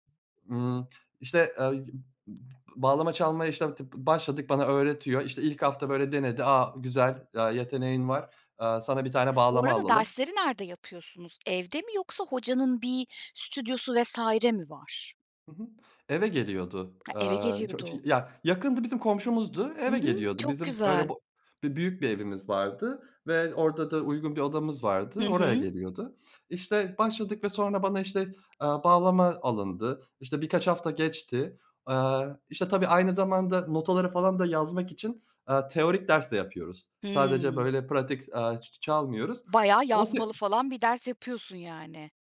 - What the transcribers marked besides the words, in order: unintelligible speech; other background noise; tapping; unintelligible speech
- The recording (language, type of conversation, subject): Turkish, podcast, Bir müzik aleti çalmaya nasıl başladığını anlatır mısın?